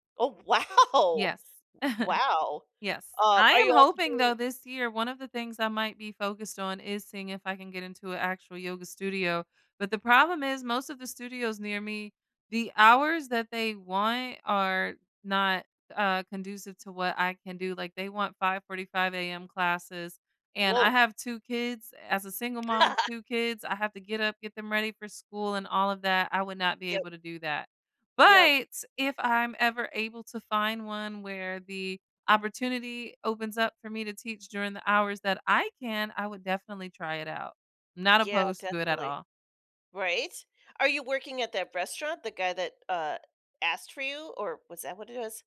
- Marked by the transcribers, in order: laughing while speaking: "wow"; laugh; laugh; stressed: "but"
- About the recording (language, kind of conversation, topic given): English, unstructured, What is something you want to achieve that scares you?